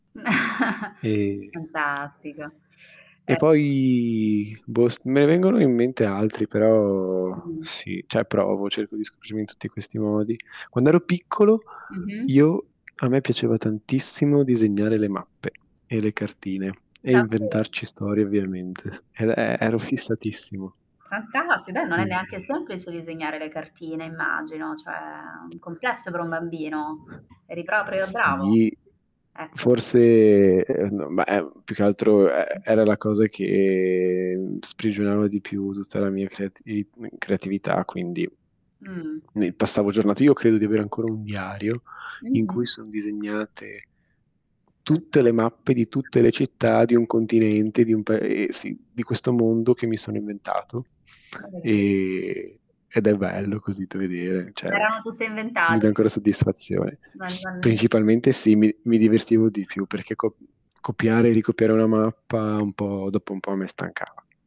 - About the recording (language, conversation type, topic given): Italian, unstructured, Che rapporto hai oggi con la tua creatività rispetto agli anni della tua giovinezza?
- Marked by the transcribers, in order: static; chuckle; distorted speech; tapping; drawn out: "E"; teeth sucking; drawn out: "poi"; drawn out: "però"; other background noise; drawn out: "cioè"; drawn out: "che"; unintelligible speech; drawn out: "e"; unintelligible speech